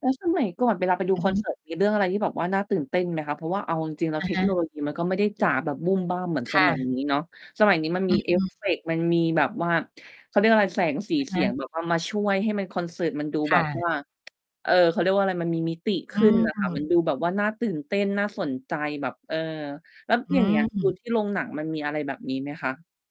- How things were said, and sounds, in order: distorted speech; other background noise
- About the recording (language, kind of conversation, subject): Thai, podcast, คอนเสิร์ตที่ประทับใจที่สุดของคุณเป็นแบบไหน?